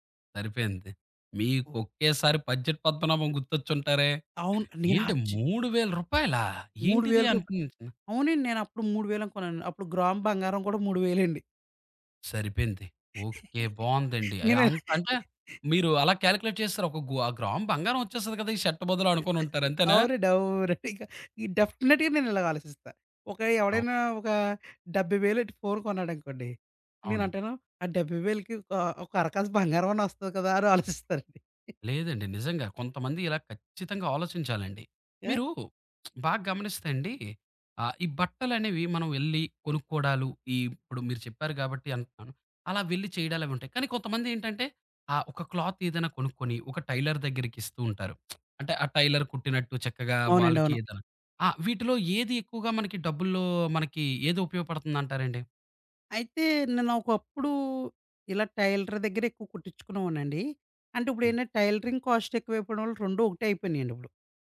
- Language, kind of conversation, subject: Telugu, podcast, బడ్జెట్ పరిమితి ఉన్నప్పుడు స్టైల్‌ను ఎలా కొనసాగించాలి?
- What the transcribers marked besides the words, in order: in English: "బడ్జెట్"; other background noise; in English: "గ్రామ్"; chuckle; laughing while speaking: "నేను ఆ"; in English: "కాలిక్యులేట్"; in English: "షర్ట్"; laughing while speaking: "అవునండి. అవునండి"; in English: "డెఫినిట్‍గా"; chuckle; lip smack; in English: "టైలర్"; lip smack; in English: "టైలర్"; in English: "టైలర్"; in English: "టైలరింగ్ కాస్ట్"